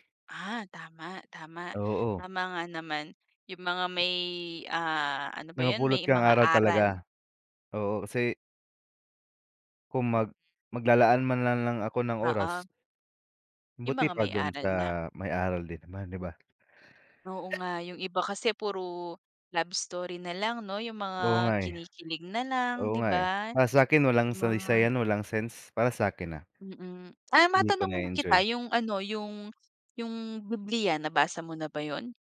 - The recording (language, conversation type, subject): Filipino, unstructured, Alin ang mas nakapagpaparelaks para sa iyo: pagbabasa o pakikinig ng musika?
- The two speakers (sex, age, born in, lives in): female, 25-29, Philippines, Philippines; male, 25-29, Philippines, Philippines
- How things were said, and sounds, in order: tapping; sneeze